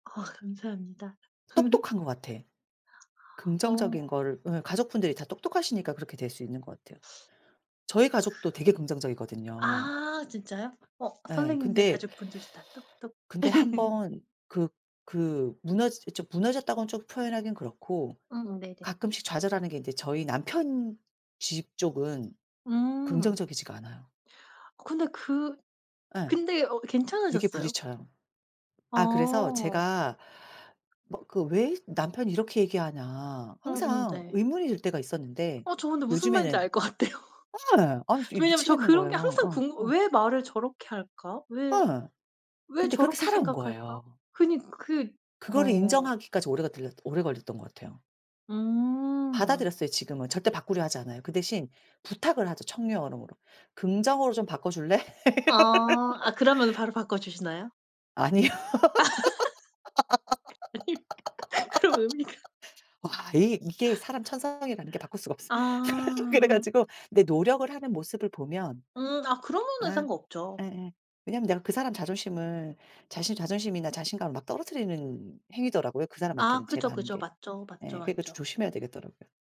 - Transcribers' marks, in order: laugh; other background noise; laugh; laughing while speaking: "것 같아요"; laugh; laughing while speaking: "아니요"; laugh; laughing while speaking: "그니까. 그럼 의미가"; laugh; laughing while speaking: "그래 가지고"
- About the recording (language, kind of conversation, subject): Korean, unstructured, 자신감을 키우는 가장 좋은 방법은 무엇이라고 생각하세요?